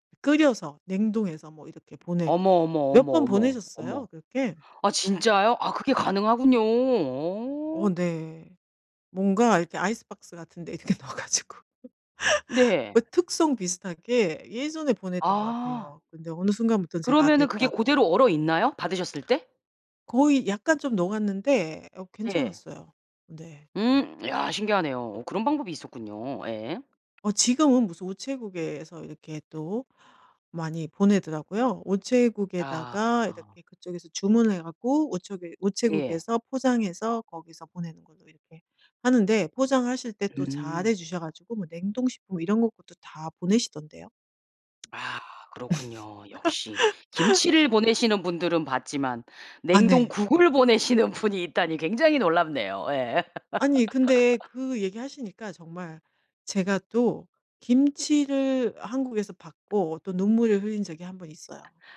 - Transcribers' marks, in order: laughing while speaking: "이렇게 넣어가지고"; laugh; tapping; other background noise; lip smack; laugh; laughing while speaking: "보내시는 분이"; laugh
- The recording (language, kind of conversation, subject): Korean, podcast, 가족에게서 대대로 전해 내려온 음식이나 조리법이 있으신가요?